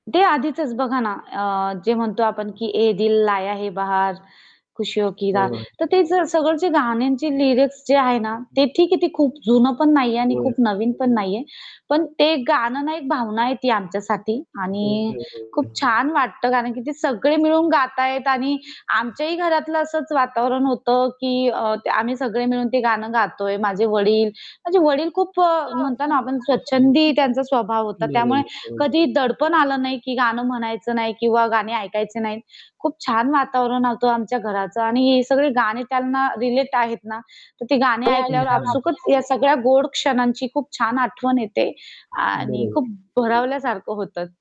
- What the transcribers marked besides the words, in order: static; in Hindi: "ये दिल लाया है बाहर खुशी हो की रा"; other background noise; in English: "लिरिक्स"; unintelligible speech; unintelligible speech; background speech; tapping
- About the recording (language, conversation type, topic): Marathi, podcast, घरच्या आठवणी जागवणारी कोणती गाणी तुम्हाला लगेच आठवतात?
- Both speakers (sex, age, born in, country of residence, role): female, 30-34, India, India, guest; male, 25-29, India, India, host